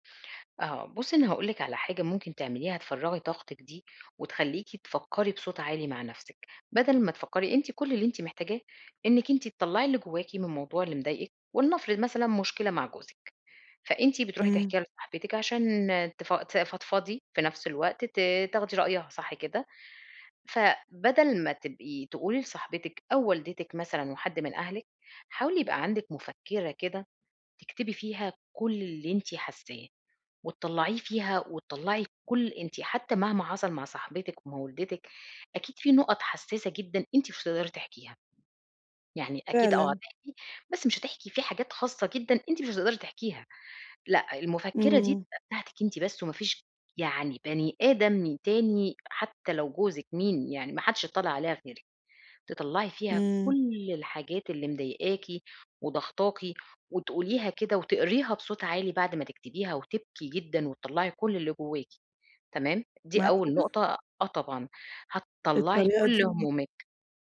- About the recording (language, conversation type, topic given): Arabic, advice, إزاي بتعتمد زيادة عن اللزوم على غيرك عشان تاخد قراراتك الشخصية؟
- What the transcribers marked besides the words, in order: none